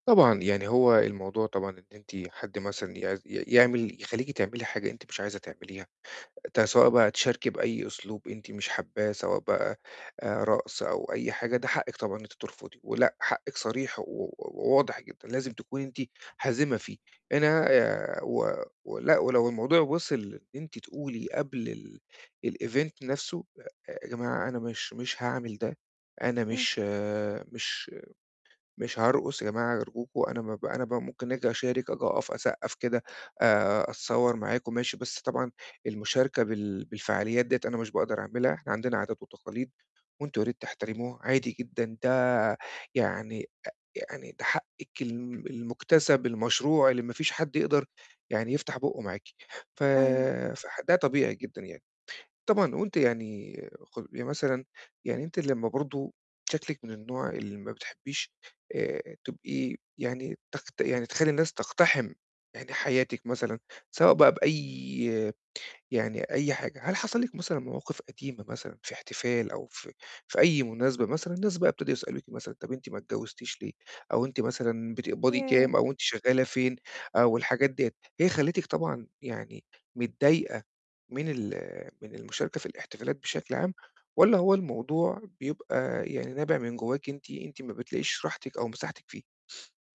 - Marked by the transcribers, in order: in English: "الEvent"; other background noise; sniff
- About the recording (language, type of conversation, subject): Arabic, advice, إزاي أحافظ على حدودي من غير ما أحرج نفسي في الاحتفالات؟